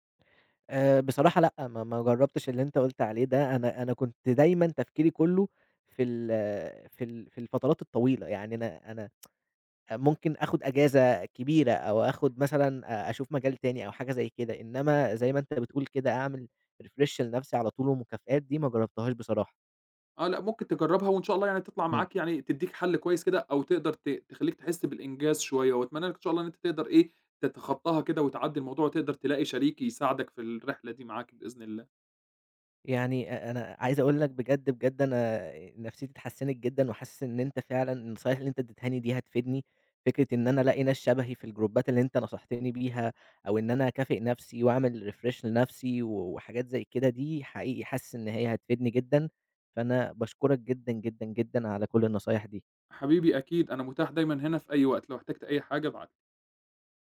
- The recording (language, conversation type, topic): Arabic, advice, إزاي أتعامل مع إحساسي بالذنب عشان مش بخصص وقت كفاية للشغل اللي محتاج تركيز؟
- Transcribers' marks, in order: tsk; in English: "refresh"; in English: "الجروبات"; in English: "refresh"